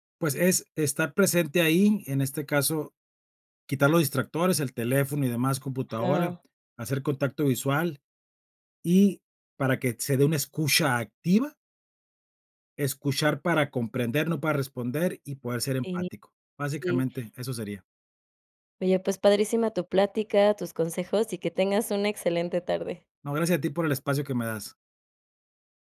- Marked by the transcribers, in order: none
- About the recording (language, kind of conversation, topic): Spanish, podcast, ¿Cuáles son los errores más comunes al escuchar a otras personas?